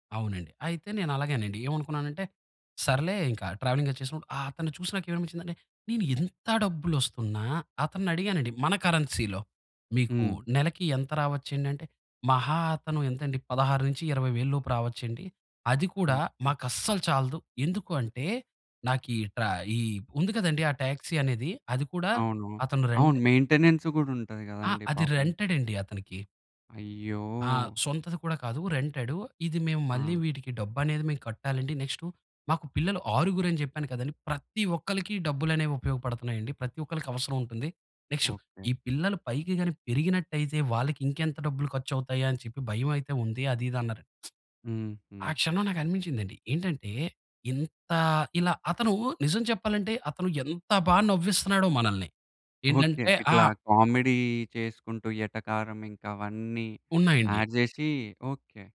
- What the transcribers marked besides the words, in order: in English: "ట్రావెలింగ్"; in English: "రెంట్"; in English: "మెయింటెనెన్స్"; in English: "రెంటెడ్"; in English: "నెక్స్ట్"; in English: "నెక్స్ట్"; lip smack; in English: "కామెడీ"; in English: "యాడ్"
- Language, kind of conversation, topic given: Telugu, podcast, ప్రయాణంలో ఆటో డ్రైవర్ లేదా క్యాబ్ డ్రైవర్‌తో జరిగిన అద్భుతమైన సంభాషణ మీకు ఏదైనా గుర్తుందా?